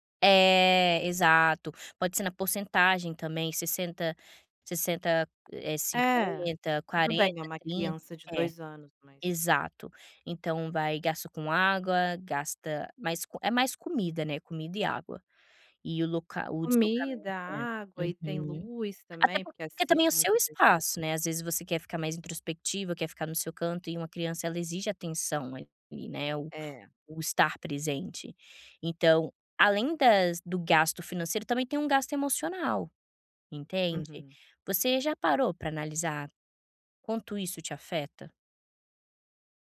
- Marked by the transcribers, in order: none
- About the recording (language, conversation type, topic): Portuguese, advice, Vocês devem morar juntos ou continuar morando separados?